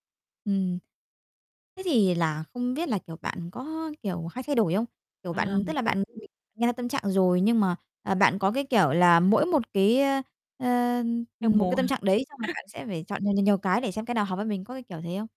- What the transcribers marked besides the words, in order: unintelligible speech; distorted speech; tapping; chuckle
- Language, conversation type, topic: Vietnamese, podcast, Bạn thường dựa vào những yếu tố nào để chọn phim hoặc nhạc?